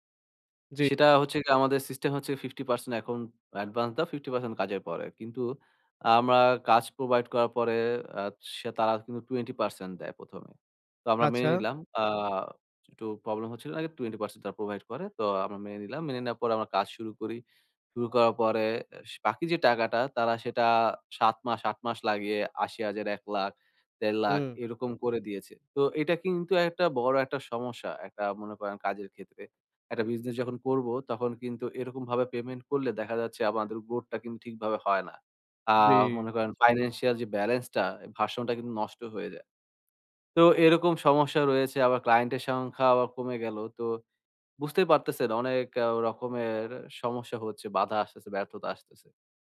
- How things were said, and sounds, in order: none
- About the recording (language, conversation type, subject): Bengali, advice, ব্যর্থতার পর কীভাবে আবার লক্ষ্য নির্ধারণ করে এগিয়ে যেতে পারি?